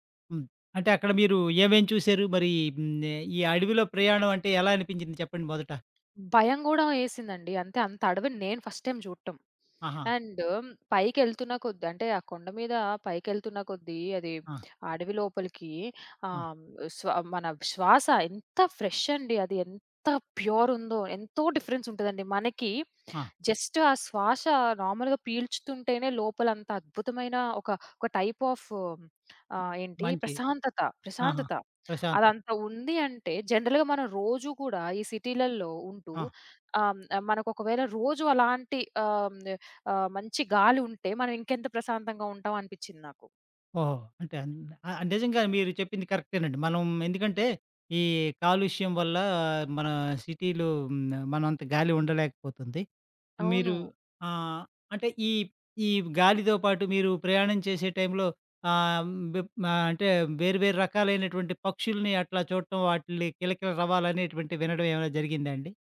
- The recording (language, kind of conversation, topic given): Telugu, podcast, ప్రకృతిలో ఉన్నప్పుడు శ్వాసపై దృష్టి పెట్టడానికి మీరు అనుసరించే ప్రత్యేకమైన విధానం ఏమైనా ఉందా?
- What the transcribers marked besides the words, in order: tapping; in English: "ఫస్ట్ టైమ్"; in English: "ఫ్రెష్"; in English: "డిఫరెన్స్"; in English: "జస్ట్"; in English: "నార్మల్‌గా"; in English: "టైప్"; other background noise; in English: "జనరల్‌గా"; in English: "సిటీలో"